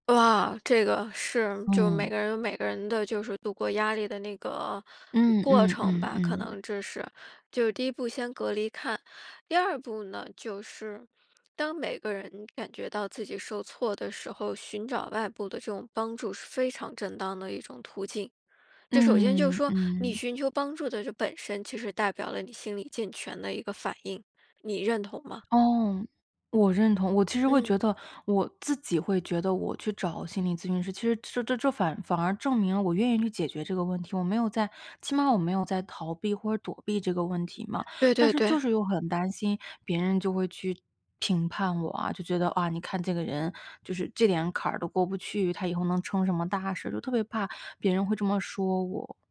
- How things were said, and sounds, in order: other background noise; tapping
- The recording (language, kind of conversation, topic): Chinese, advice, 我想寻求心理帮助却很犹豫，该怎么办？